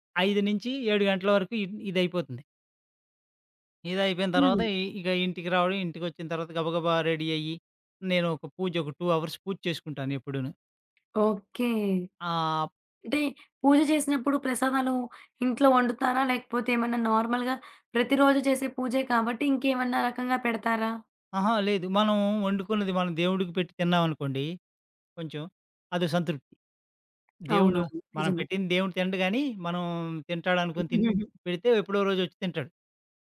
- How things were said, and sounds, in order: in English: "రెడీ"; in English: "టూ అవర్స్"; tapping; in English: "నార్మల్‌గా"; giggle
- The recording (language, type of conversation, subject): Telugu, podcast, రోజువారీ పనిలో ఆనందం పొందేందుకు మీరు ఏ చిన్న అలవాట్లు ఎంచుకుంటారు?